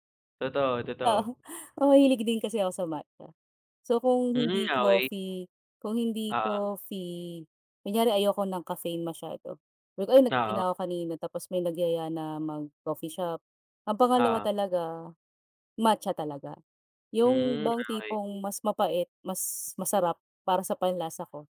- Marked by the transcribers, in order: other background noise
- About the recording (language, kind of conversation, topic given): Filipino, unstructured, Ano ang palagay mo sa sobrang pagtaas ng presyo ng kape sa mga sikat na kapihan?